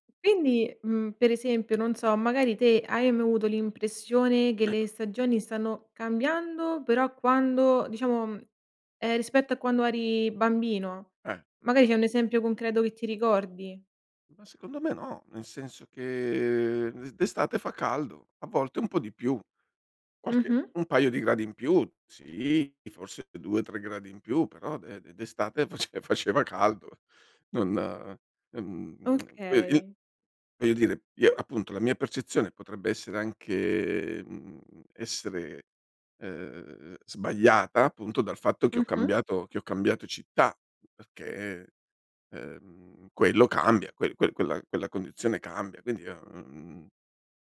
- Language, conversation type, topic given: Italian, podcast, In che modo i cambiamenti climatici stanno modificando l’andamento delle stagioni?
- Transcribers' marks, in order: other background noise; other noise; laughing while speaking: "face faceva caldo"; tsk